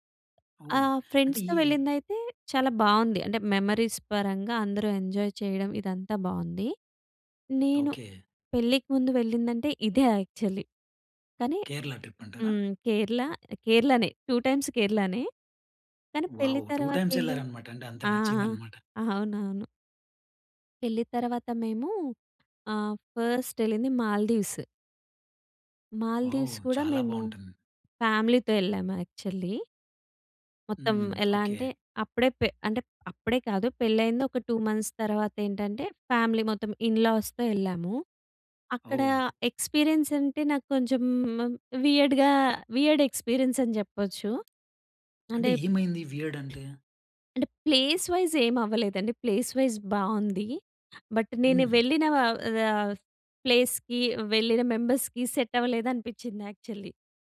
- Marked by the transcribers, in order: in English: "ఫ్రెండ్స్‌తో"; in English: "మెమరీస్"; in English: "ఎంజాయ్"; in English: "యాక్చువల్లీ"; in English: "ట్రిప్"; in English: "టూ టైమ్స్"; in English: "వావ్! టూ టైమ్స్"; in English: "ఫస్ట్"; in English: "ఫ్యామిలీతో"; in English: "యక్చువల్లి"; in English: "టూ మంత్స్"; in English: "ఫ్యామిలీ"; in English: "ఇన్‌లాస్‌తో"; in English: "ఎక్స్‌పీరియన్స్"; in English: "వియర్డ్‌గా వియర్డ్ ఎక్స్‌పీరియన్స్"; in English: "వియర్డ్"; other background noise; in English: "ప్లేస్ వైస్"; in English: "ప్లేస్ వైస్"; in English: "బట్"; in English: "ప్లేస్‌కి"; in English: "మెంబర్స్‌కి సెట్"; in English: "యక్చువల్లి"
- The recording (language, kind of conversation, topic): Telugu, podcast, ప్రయాణం వల్ల మీ దృష్టికోణం మారిపోయిన ఒక సంఘటనను చెప్పగలరా?